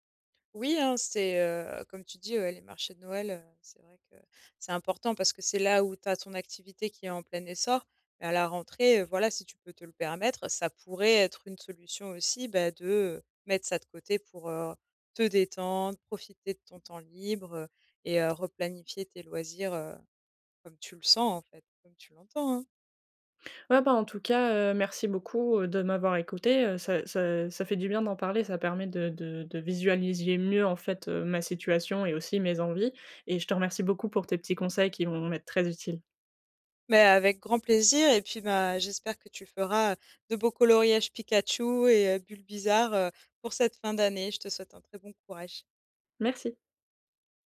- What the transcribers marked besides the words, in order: tapping; other background noise; "visualiser" said as "visualisier"
- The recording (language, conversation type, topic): French, advice, Comment trouver du temps pour développer mes loisirs ?